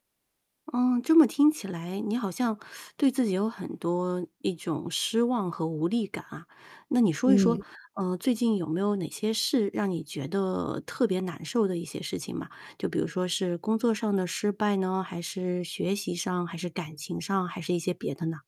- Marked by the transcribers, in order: teeth sucking; static
- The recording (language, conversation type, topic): Chinese, advice, 我在失败后总是反复自责，甚至不敢再尝试，该怎么办？